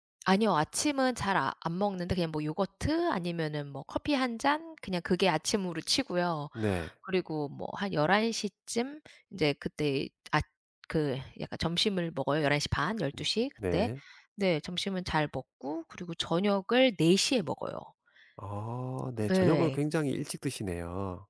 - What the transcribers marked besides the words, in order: other background noise; tapping
- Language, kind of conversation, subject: Korean, advice, 건강한 습관을 유지하지 못해 생활을 재정비하고 싶은데, 어떻게 시작하면 좋을까요?